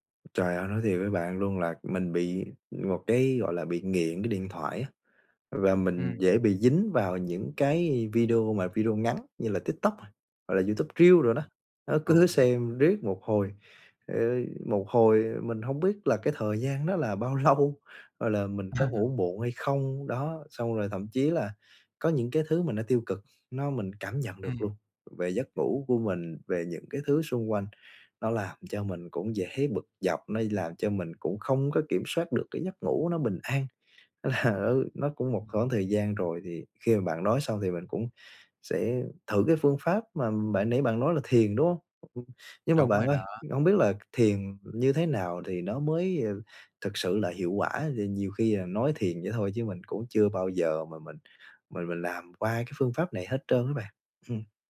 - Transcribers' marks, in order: laughing while speaking: "cứ"; laughing while speaking: "lâu"; laughing while speaking: "À"; laughing while speaking: "Là nó"; other background noise
- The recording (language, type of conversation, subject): Vietnamese, advice, Làm sao bạn có thể giảm căng thẳng hằng ngày bằng thói quen chăm sóc bản thân?